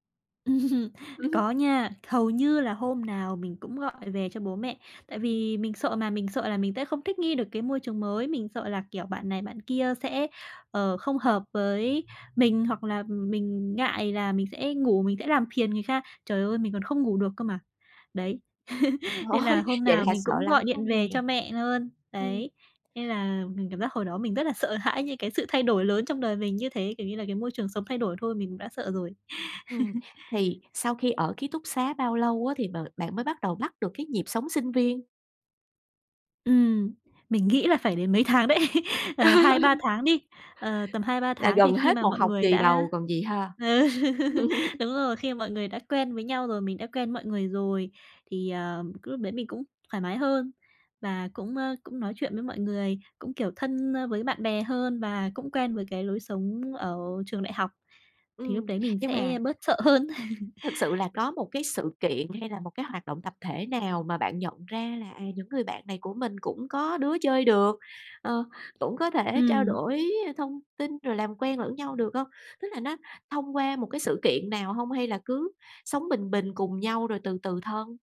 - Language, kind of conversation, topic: Vietnamese, podcast, Bạn đối diện với nỗi sợ thay đổi như thế nào?
- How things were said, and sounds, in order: laughing while speaking: "Ừm"; tapping; chuckle; other background noise; chuckle; laughing while speaking: "Trời ơi!"; chuckle; laughing while speaking: "tháng đấy"; laugh; laughing while speaking: "ừ"; chuckle; chuckle